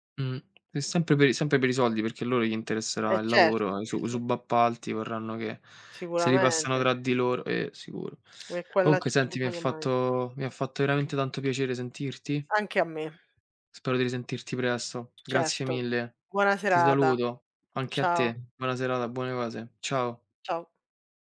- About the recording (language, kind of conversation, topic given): Italian, unstructured, Qual è la cosa più triste che il denaro ti abbia mai causato?
- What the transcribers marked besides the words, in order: other background noise; unintelligible speech; tapping